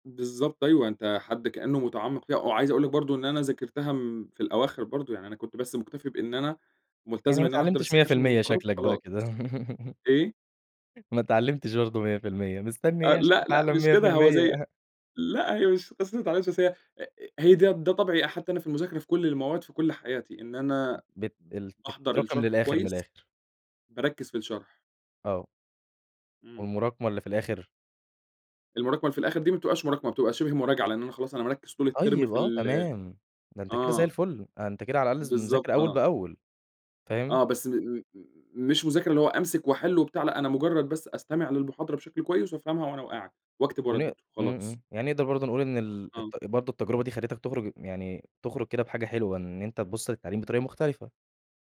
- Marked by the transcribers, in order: in English: "السكاشن"; giggle; laughing while speaking: "مستنّي إيه عشان تتعلّم مِيّة في المِيَّة؟"; laugh
- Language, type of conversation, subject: Arabic, podcast, إمتى حصل معاك إنك حسّيت بخوف كبير وده خلّاك تغيّر حياتك؟